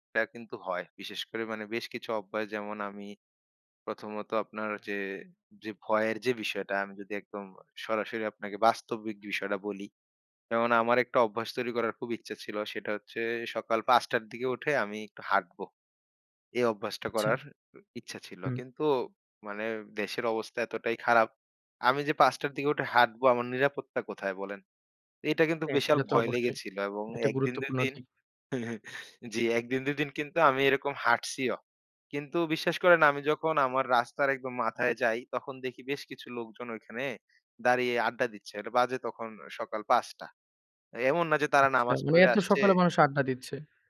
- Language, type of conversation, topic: Bengali, podcast, নতুন অভ্যাস শুরু করতে আপনি কী করেন, একটু বলবেন?
- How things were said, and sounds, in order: chuckle